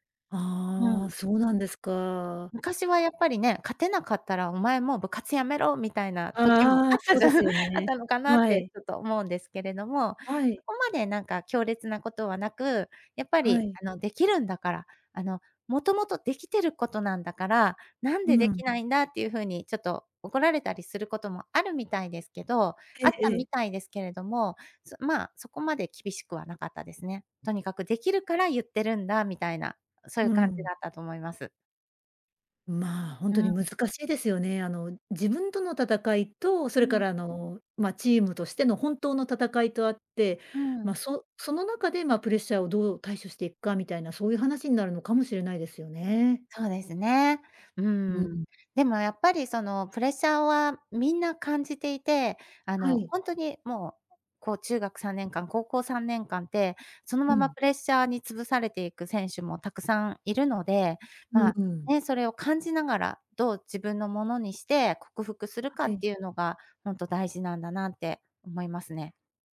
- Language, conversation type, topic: Japanese, podcast, プレッシャーが強い時の対処法は何ですか？
- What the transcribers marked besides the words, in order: laughing while speaking: "あったじゃん"